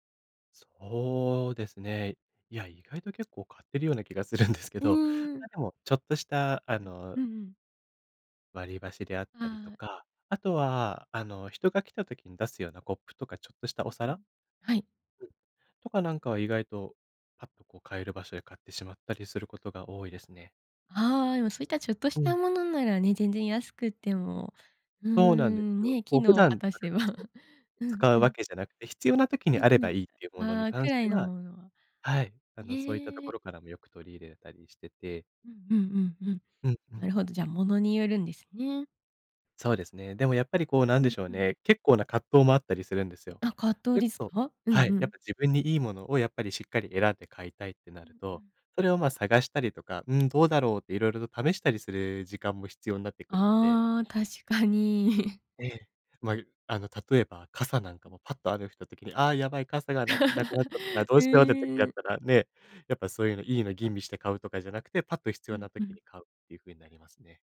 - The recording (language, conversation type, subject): Japanese, podcast, ご家族の習慣で、今も続けているものは何ですか？
- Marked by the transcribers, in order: laughing while speaking: "するんですけど"; chuckle; other background noise; chuckle; laugh